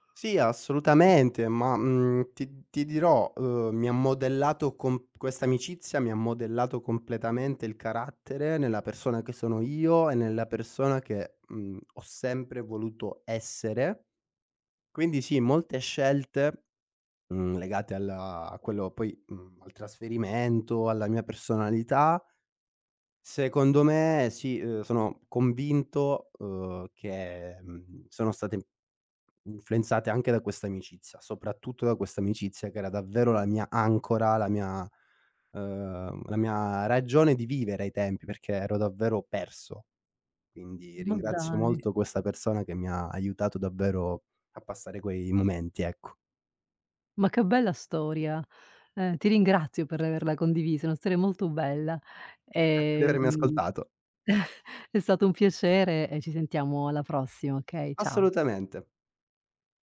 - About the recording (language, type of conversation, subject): Italian, podcast, In che occasione una persona sconosciuta ti ha aiutato?
- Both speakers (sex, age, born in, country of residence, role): female, 50-54, Italy, United States, host; male, 25-29, Italy, Romania, guest
- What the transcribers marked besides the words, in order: other background noise; tapping; other noise; chuckle